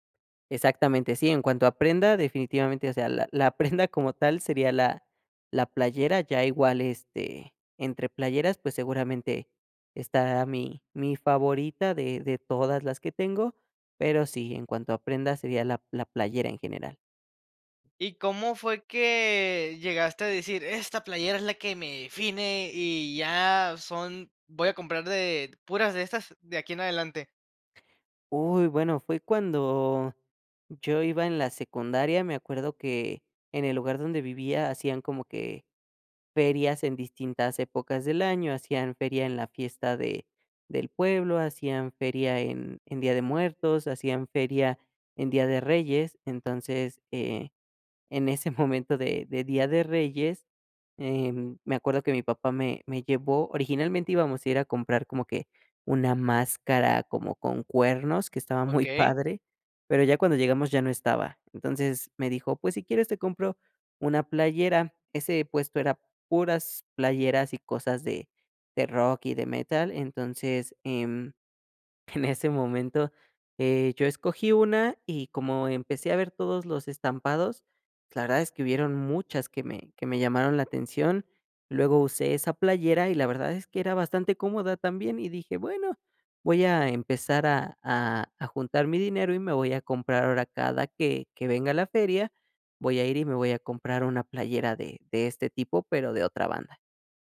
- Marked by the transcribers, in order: laughing while speaking: "prenda"; laughing while speaking: "en ese momento"
- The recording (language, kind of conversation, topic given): Spanish, podcast, ¿Qué prenda te define mejor y por qué?